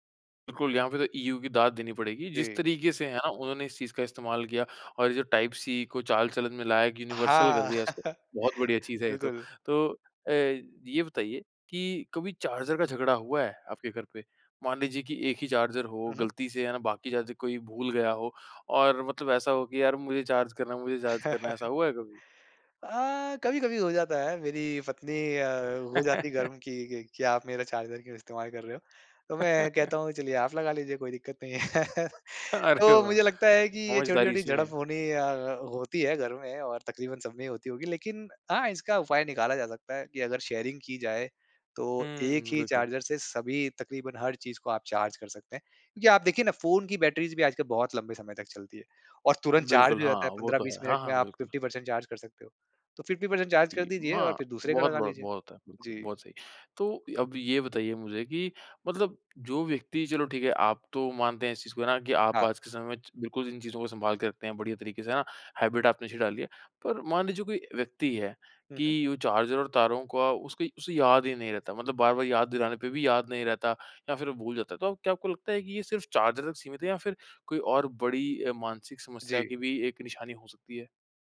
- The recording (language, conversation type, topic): Hindi, podcast, चार्जर और केबलों को सुरक्षित और व्यवस्थित तरीके से कैसे संभालें?
- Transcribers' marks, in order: laugh; chuckle; chuckle; chuckle; laugh; chuckle; laughing while speaking: "अरे वाह!"; in English: "शेयरिंग"; in English: "बैटरीज़"; in English: "फ़िफ़्टी परसेंट"; in English: "फ़िफ़्टी परसेंट"; in English: "हैबिट"